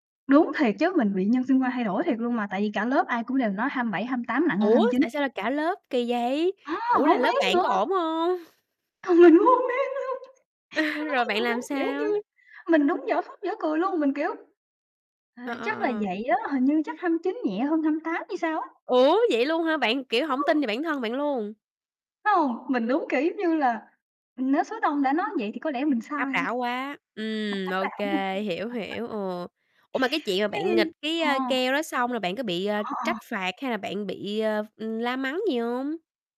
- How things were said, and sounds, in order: tapping; other background noise; chuckle; distorted speech; laughing while speaking: "Mình cũng hông biết luôn!"; joyful: "Nó nói với mình, giống kiểu như"; chuckle; unintelligible speech; unintelligible speech; laugh
- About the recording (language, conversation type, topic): Vietnamese, podcast, Bạn có còn nhớ lần tò mò lớn nhất hồi bé của mình không?